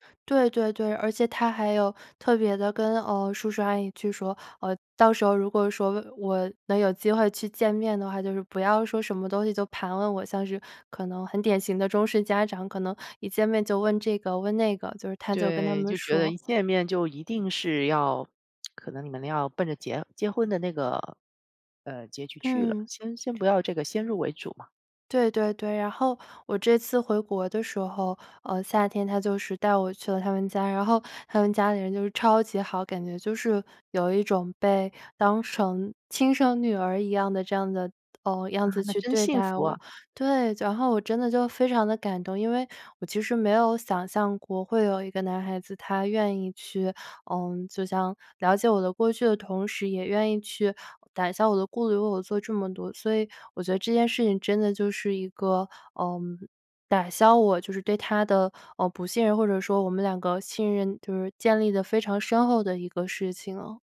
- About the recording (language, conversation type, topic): Chinese, podcast, 在爱情里，信任怎么建立起来？
- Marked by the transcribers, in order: tongue click; other background noise; "当成" said as "当绳"